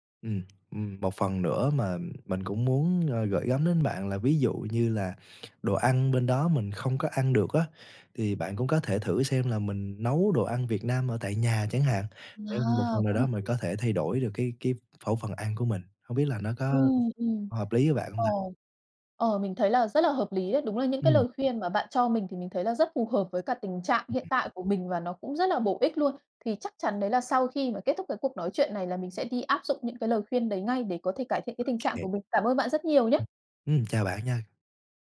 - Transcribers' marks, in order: tapping; other background noise
- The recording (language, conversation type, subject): Vietnamese, advice, Bạn đã trải nghiệm sốc văn hóa, bối rối về phong tục và cách giao tiếp mới như thế nào?